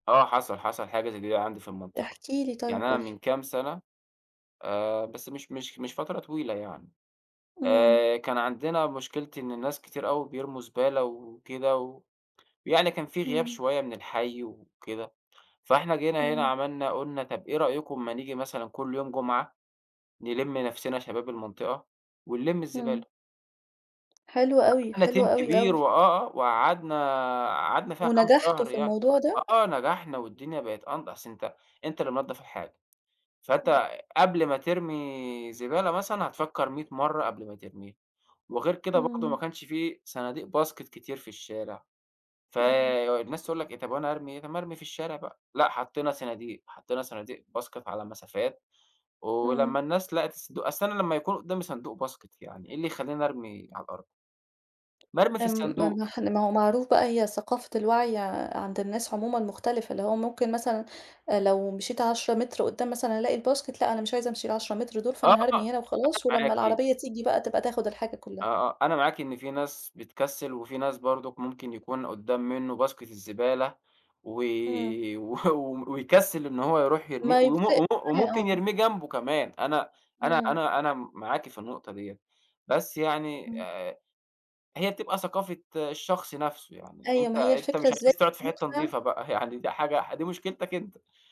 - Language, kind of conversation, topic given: Arabic, podcast, إيه اللي ممكن نعمله لمواجهة التلوث؟
- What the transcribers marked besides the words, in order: tapping; in English: "team"; in English: "باسكت"; in English: "باسكت"; in English: "باسكت"; in English: "الباسكت"; in English: "باسكت"; unintelligible speech